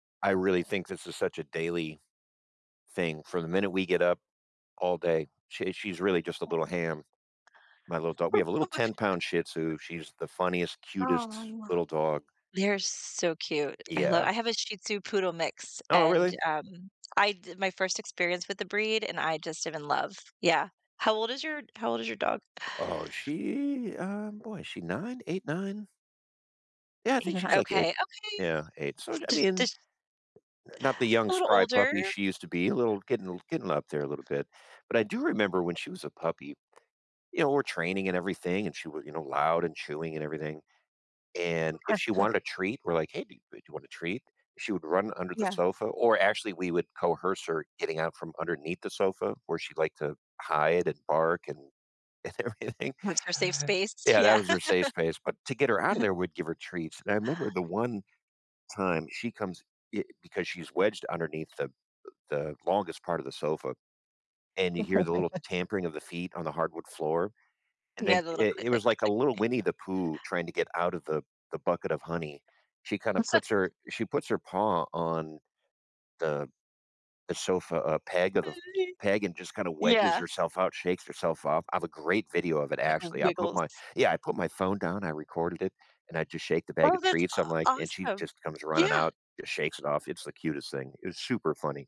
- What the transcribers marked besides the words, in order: unintelligible speech; unintelligible speech; tapping; laughing while speaking: "everything"; chuckle; chuckle; chuckle; unintelligible speech
- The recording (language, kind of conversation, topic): English, unstructured, How can I encourage my pet to do funny things?